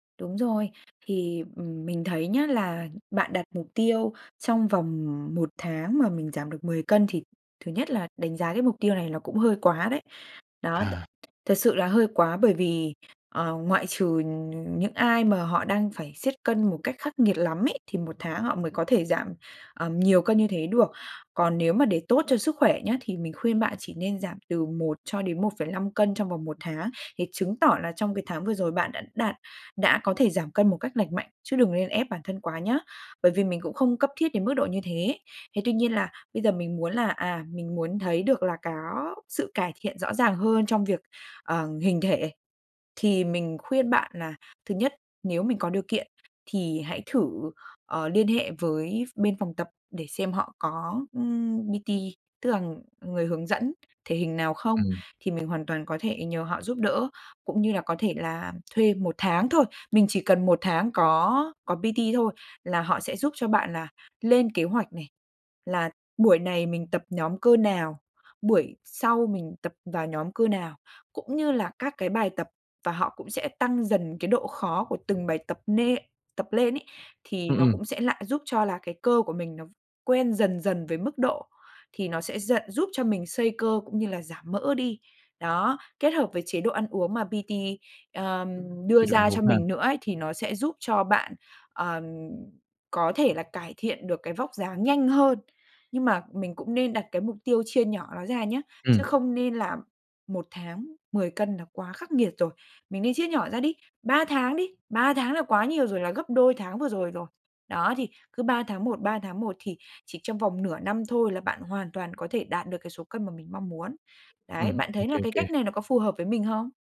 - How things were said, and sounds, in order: tapping; other background noise; in English: "P-T"; in English: "P-T"; in English: "P-T"
- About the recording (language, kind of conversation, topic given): Vietnamese, advice, Làm thế nào để duy trì thói quen tập luyện lâu dài khi tôi hay bỏ giữa chừng?